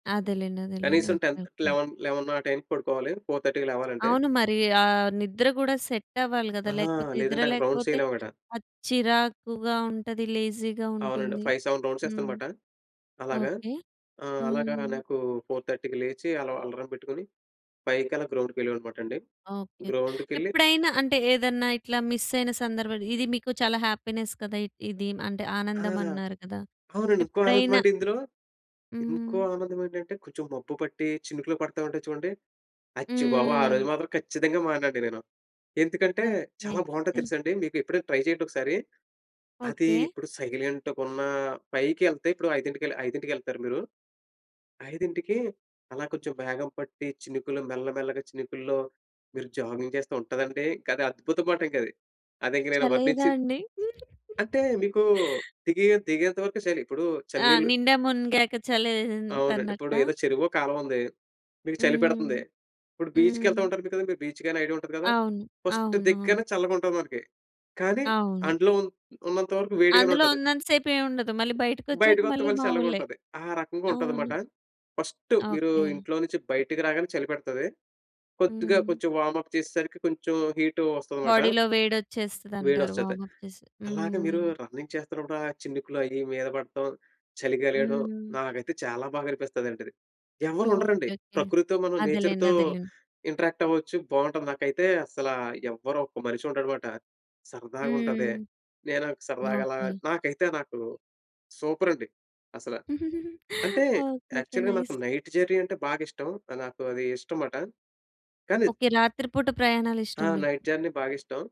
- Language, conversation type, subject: Telugu, podcast, రోజువారీ పనిలో మీకు అత్యంత ఆనందం కలిగేది ఏమిటి?
- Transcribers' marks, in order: in English: "టెన్ థర్టీ, లెవెన్ లెవెన్"; in English: "ఫోర్ థర్టీ‌కి"; in English: "ఫైవ్ సెవెన్"; in English: "లేజీ‌గా"; in English: "ఫోర్ థర్టీ‌కి"; in English: "ఫైవ్‌కలా గ్రౌండ్‌కెళ్ళేవాడినమాటండి. గ్రౌండుకెళ్ళి"; in English: "హ్యాపీనెస్"; in English: "ట్రై"; other background noise; in English: "సైలెంట్‌గున్నా"; in English: "జాగింగ్"; chuckle; in English: "బీచ్‌కెళ్తా"; in English: "బీచ్‌గైనా"; in English: "ఫస్ట్"; "అందులో" said as "అండులో"; tapping; in English: "వామప్"; in English: "బాడీ‌లో"; in English: "వామప్"; in English: "రన్నింగ్"; in English: "నేచర్‌తో"; giggle; in English: "యాక్చల్‌గా"; in English: "నైస్"; in English: "నైట్ జెర్నీ"; in English: "నైట్ జర్నీ"